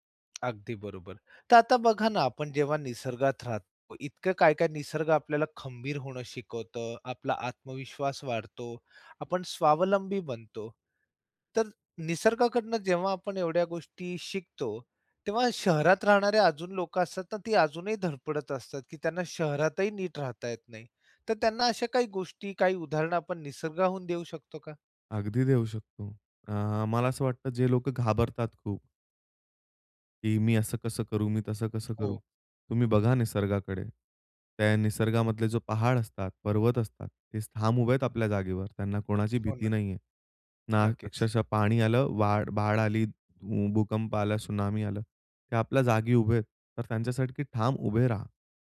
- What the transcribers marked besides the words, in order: tapping
- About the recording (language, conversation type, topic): Marathi, podcast, निसर्गाने वेळ आणि धैर्य यांचे महत्त्व कसे दाखवले, उदाहरण द्याल का?